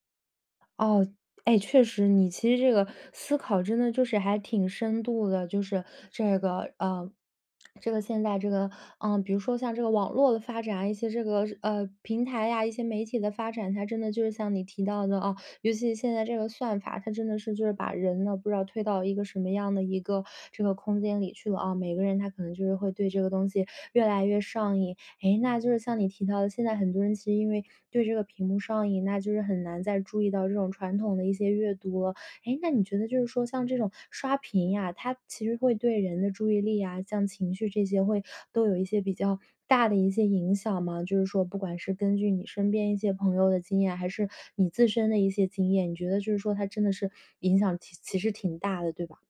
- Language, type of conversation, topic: Chinese, podcast, 睡前你更喜欢看书还是刷手机？
- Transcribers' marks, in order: other background noise; lip smack